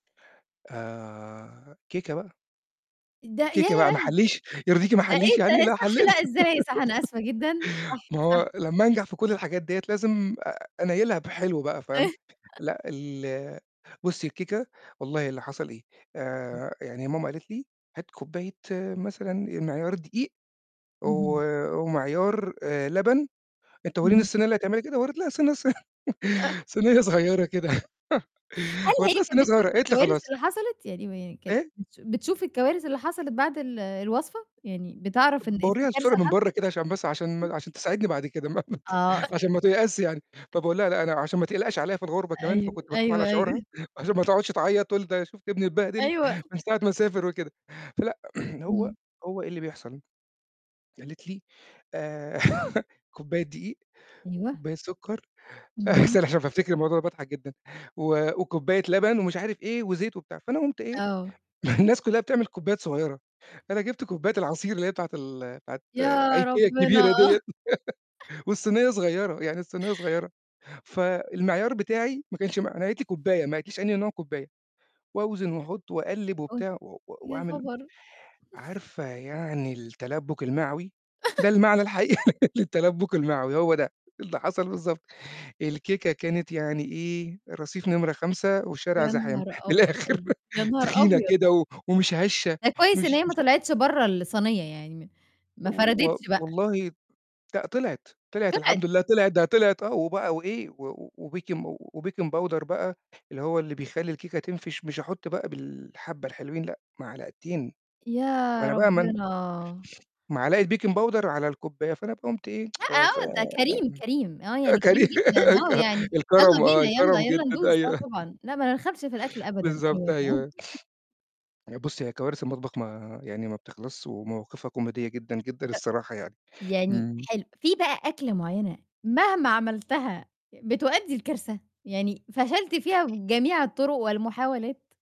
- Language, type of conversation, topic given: Arabic, podcast, إيه أكبر كارثة حصلتلك في المطبخ، وإزاي قدرت تحلّيها؟
- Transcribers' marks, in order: laughing while speaking: "ما أحلّيش؟ يرضيكِ ما أحلّيش يعني؟ لا حليت"; giggle; chuckle; distorted speech; chuckle; laughing while speaking: "ما ما ت"; tapping; chuckle; laughing while speaking: "أيو أيوه، أيوه"; laughing while speaking: "أيوه"; throat clearing; chuckle; laugh; chuckle; chuckle; laugh; chuckle; laugh; laugh; chuckle; laughing while speaking: "اللي حصل بالضبط الكيكة كانت … زحام، من الآخر"; in English: "وBakin وBaking powder"; other background noise; in English: "Baking powder"; tsk; laugh; chuckle; chuckle